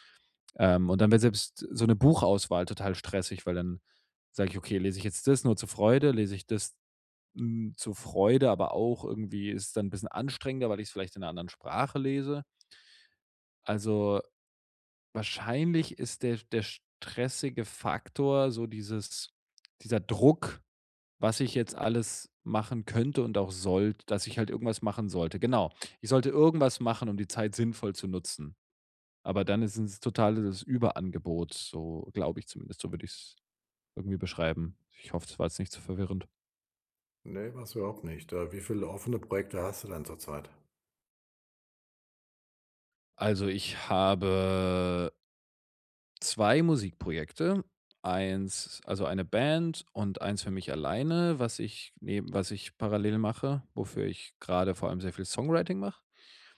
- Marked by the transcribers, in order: none
- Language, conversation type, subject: German, advice, Wie kann ich zu Hause entspannen, wenn ich nicht abschalten kann?